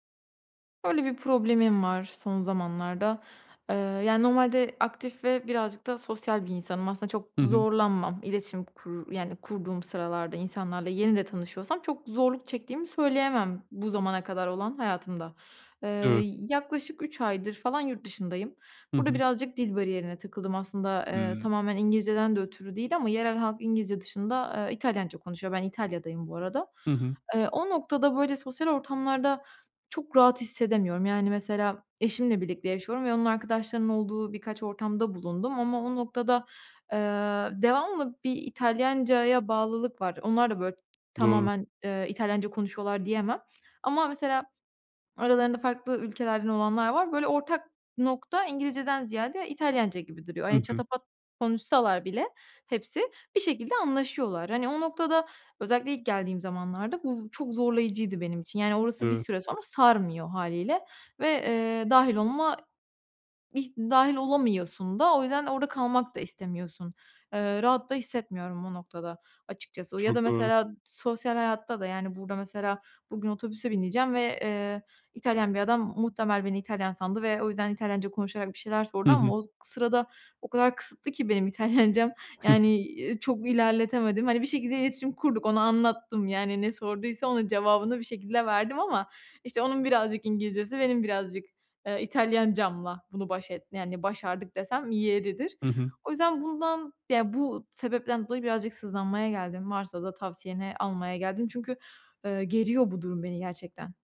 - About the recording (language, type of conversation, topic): Turkish, advice, Sosyal ortamlarda kendimi daha rahat hissetmek için ne yapabilirim?
- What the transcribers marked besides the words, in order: other background noise; laughing while speaking: "İtalyancam"